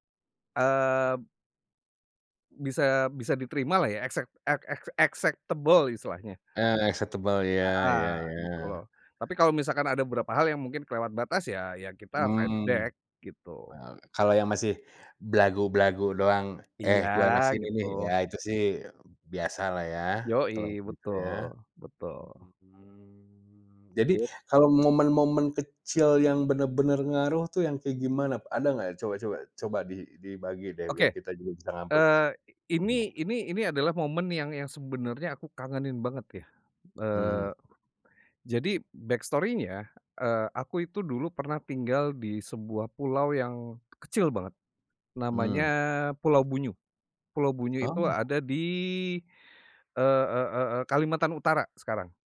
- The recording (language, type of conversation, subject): Indonesian, podcast, Ceritakan momen kecil apa yang mengubah cara pandangmu tentang hidup?
- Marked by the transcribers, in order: in English: "acceptable"; in English: "acceptable"; other background noise; in English: "fight back"; in English: "backstory-nya"